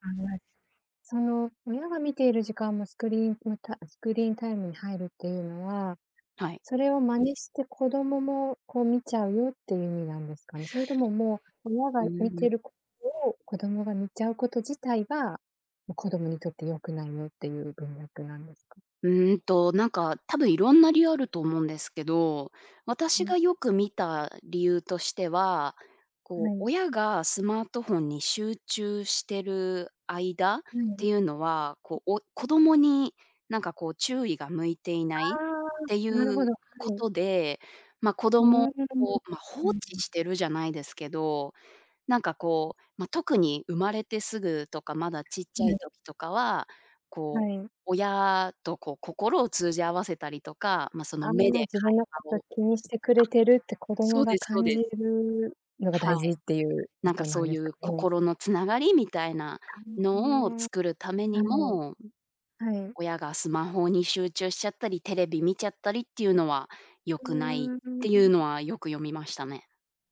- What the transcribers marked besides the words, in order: other background noise; unintelligible speech; tapping
- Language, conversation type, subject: Japanese, podcast, 子どものスクリーン時間はどのように決めればよいですか？